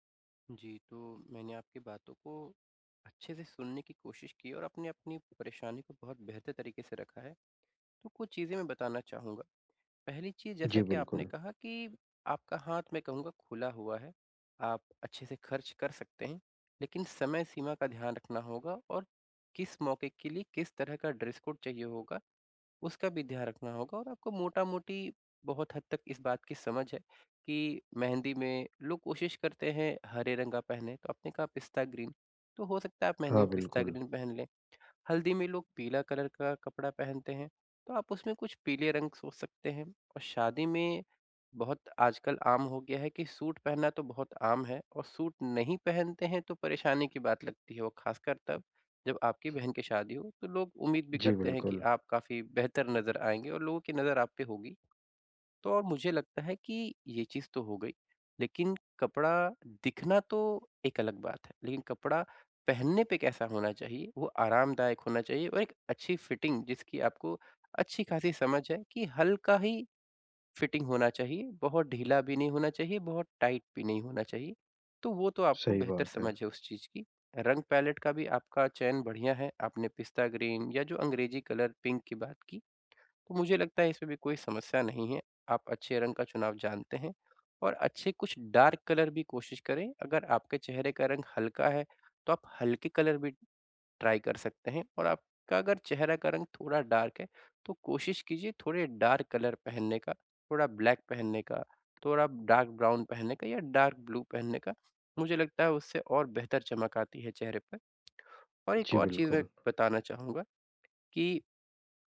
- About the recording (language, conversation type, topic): Hindi, advice, किसी खास मौके के लिए कपड़े और पहनावा चुनते समय दुविधा होने पर मैं क्या करूँ?
- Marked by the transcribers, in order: in English: "ड्रेस कोड"; in English: "ग्रीन"; in English: "ग्रीन"; in English: "कलर"; in English: "टाइट"; in English: "ग्रीन"; in English: "पिंक"; in English: "डार्क कलर"; in English: "ट्राई"; in English: "डार्क"; in English: "डार्क कलर"; in English: "ब्लैक"; in English: "डार्क ब्राउन"; in English: "डार्क ब्लू"